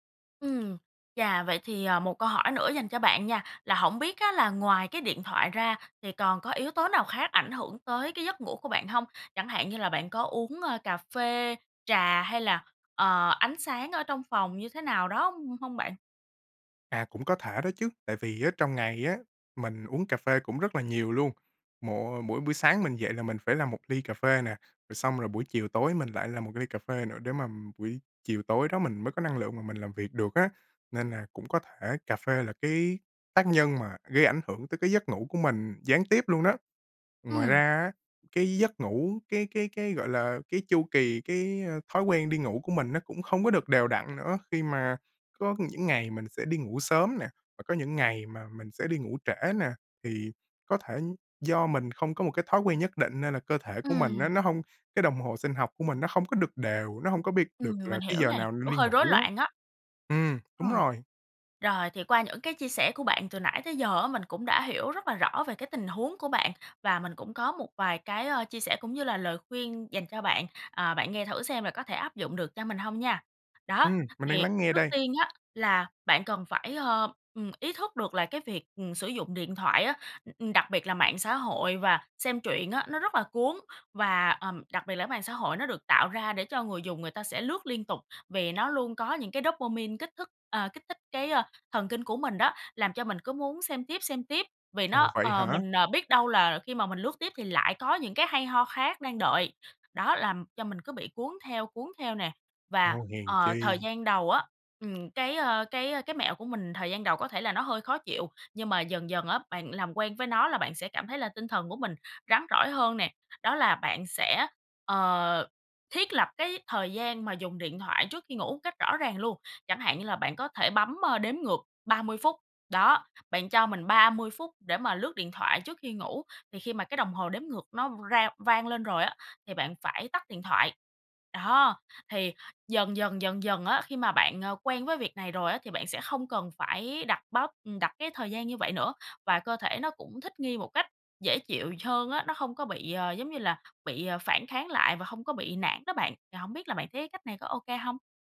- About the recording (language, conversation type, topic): Vietnamese, advice, Thói quen dùng điện thoại trước khi ngủ ảnh hưởng đến giấc ngủ của bạn như thế nào?
- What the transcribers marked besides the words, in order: other background noise; tapping